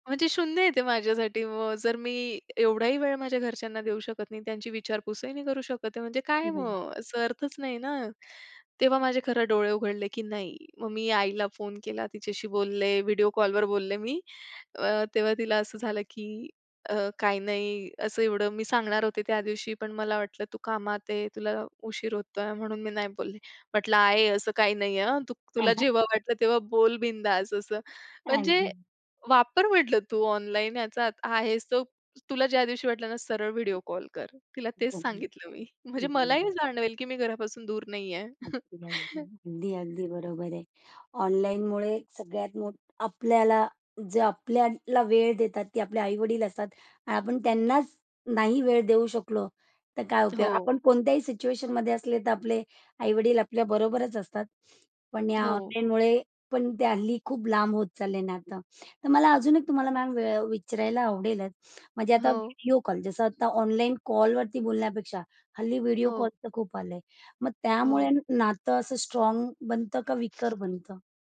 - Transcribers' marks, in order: unintelligible speech; tapping; chuckle; other background noise; unintelligible speech; chuckle
- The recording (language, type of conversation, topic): Marathi, podcast, घरातल्या लोकांशी फक्त ऑनलाइन संवाद ठेवल्यावर नात्यात बदल होतो का?